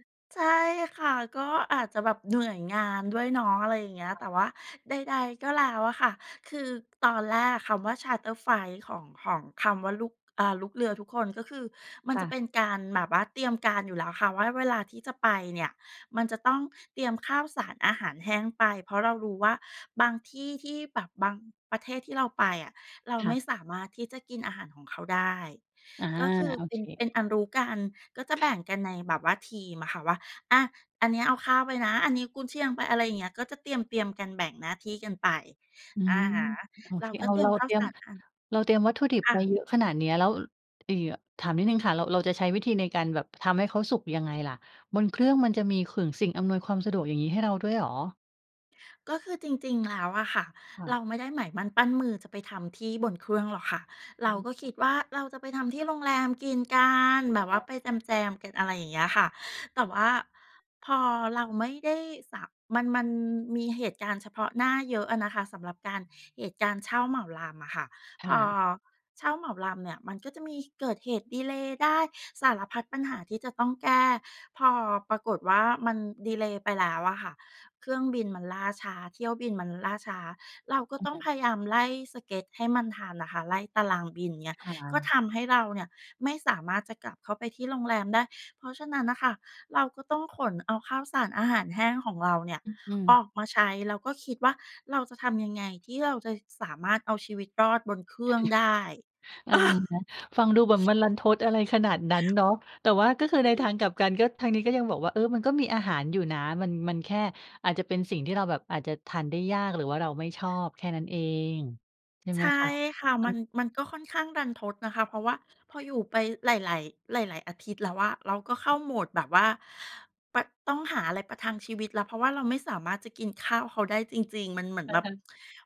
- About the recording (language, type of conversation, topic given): Thai, podcast, อาหารจานไหนที่ทำให้คุณรู้สึกเหมือนได้กลับบ้านมากที่สุด?
- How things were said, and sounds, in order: in English: "Charter Flight"; other noise; chuckle; tapping